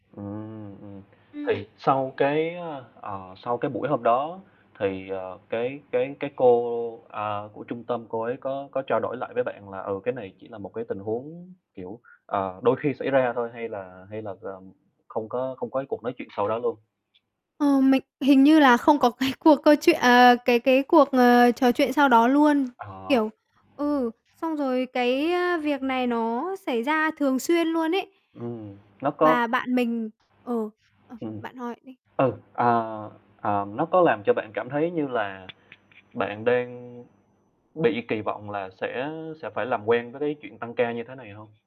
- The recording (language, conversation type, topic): Vietnamese, podcast, Bạn nghĩ gì về việc phải làm thêm giờ thường xuyên?
- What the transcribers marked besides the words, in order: static; distorted speech; other background noise; laughing while speaking: "cái"; tapping